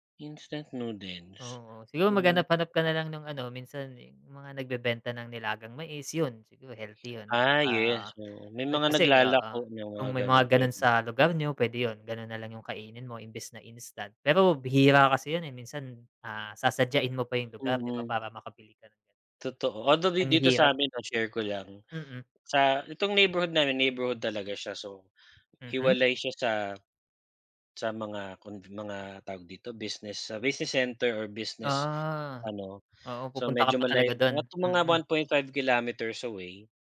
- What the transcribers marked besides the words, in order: tapping; dog barking; other background noise
- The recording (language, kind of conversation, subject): Filipino, unstructured, Sa tingin mo ba nakasasama sa kalusugan ang pagkain ng instant noodles araw-araw?